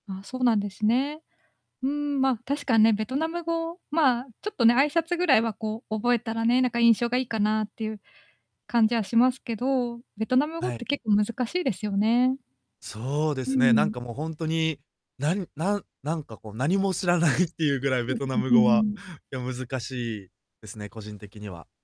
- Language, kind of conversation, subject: Japanese, advice, 言葉が通じない場所で、安全かつ快適に過ごすにはどうすればいいですか？
- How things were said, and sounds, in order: chuckle; distorted speech